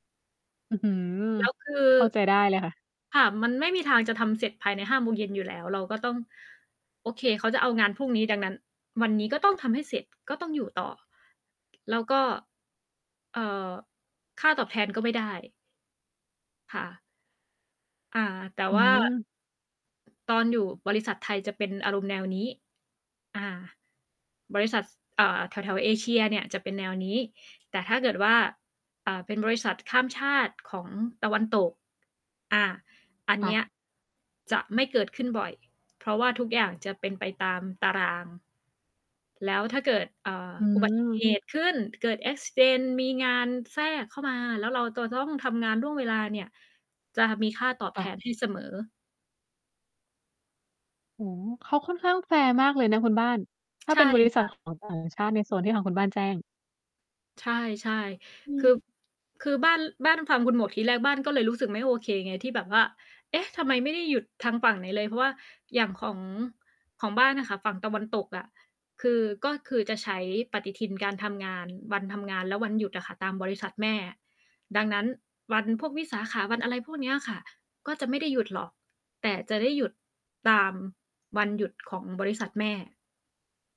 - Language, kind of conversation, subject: Thai, unstructured, คุณคิดว่าควรให้ค่าตอบแทนการทำงานล่วงเวลาอย่างไร?
- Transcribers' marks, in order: static; tapping; other background noise; distorted speech; in English: "แอ็กซิเดนต์"